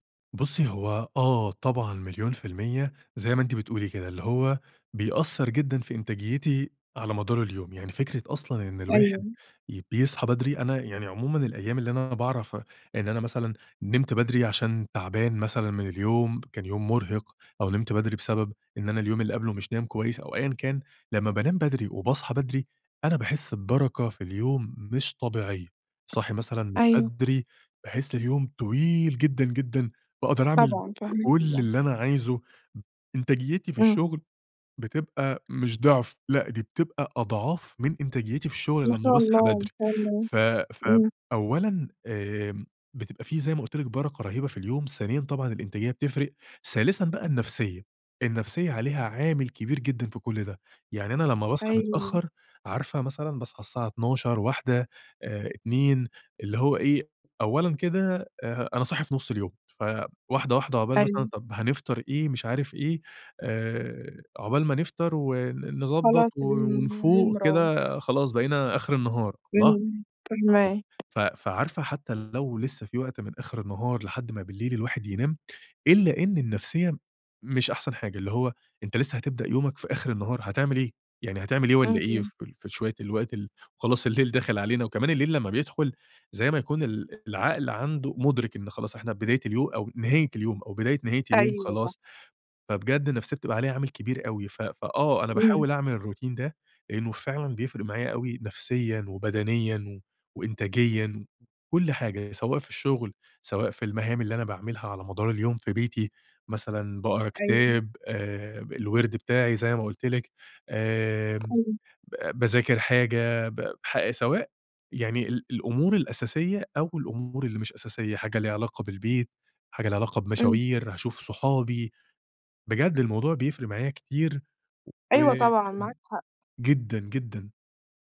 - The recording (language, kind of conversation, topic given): Arabic, advice, إزاي أقدر ألتزم بروتين للاسترخاء قبل النوم؟
- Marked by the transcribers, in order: tapping; other background noise; unintelligible speech; unintelligible speech; in English: "الروتين"